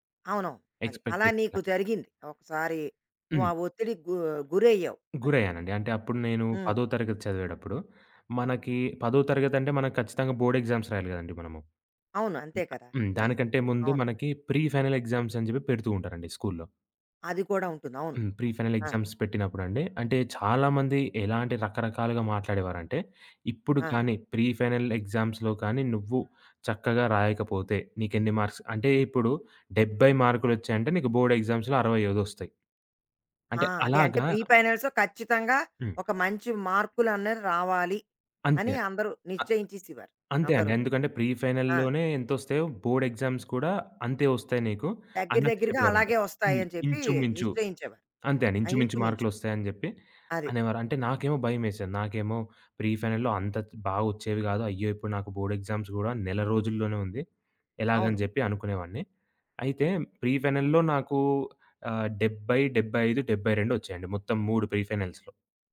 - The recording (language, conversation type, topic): Telugu, podcast, థెరపీ గురించి మీ అభిప్రాయం ఏమిటి?
- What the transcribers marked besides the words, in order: in English: "ఎక్స్‌పెక్టేషన్స్"; other background noise; in English: "బోర్డ్ ఎగ్జామ్స్"; in English: "ప్రీ ఫైనల్ ఎగ్జామ్స్"; in English: "ప్రీ ఫైనల్ ఎగ్జామ్స్"; in English: "ప్రీ ఫైనల్ ఎగ్జామ్స్‌లో"; in English: "మార్క్స్"; in English: "బోర్డ్ ఎగ్జామ్స్‌లో"; in English: "ప్రీ ఫైనల్స్‌లో"; tapping; in English: "ప్రీ ఫైనల్"; in English: "బోర్డ్ ఎగ్జామ్స్"; in English: "ప్రీ ఫైనల్‌లో"; in English: "బోర్డ్ ఎగ్జామ్స్"; in English: "ప్రీ ఫైనల్‌లో"; in English: "ప్రీ ఫైనల్స్‌లో"